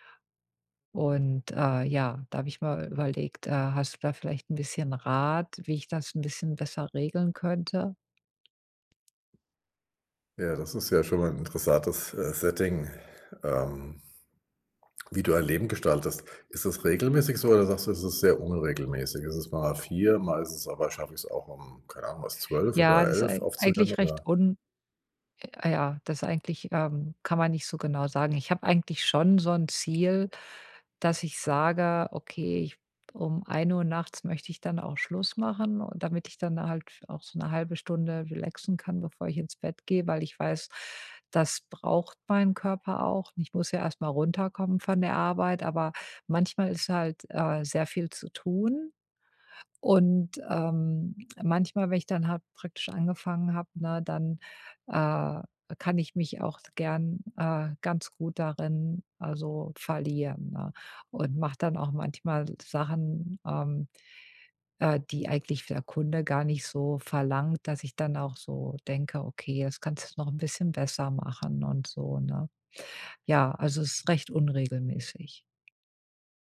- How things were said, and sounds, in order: none
- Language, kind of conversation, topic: German, advice, Wie kann ich trotz abendlicher Gerätenutzung besser einschlafen?